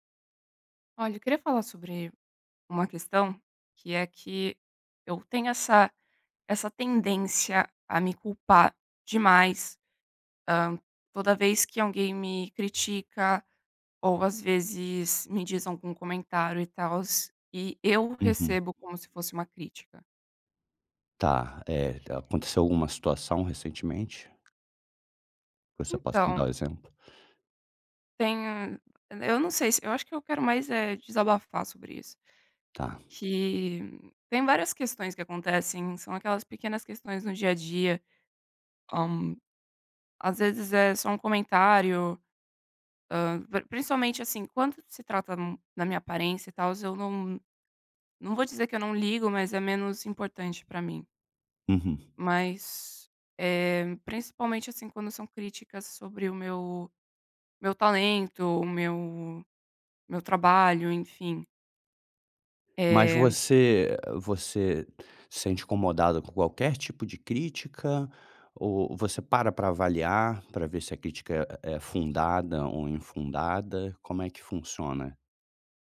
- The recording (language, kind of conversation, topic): Portuguese, advice, Como posso parar de me culpar demais quando recebo críticas?
- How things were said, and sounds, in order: none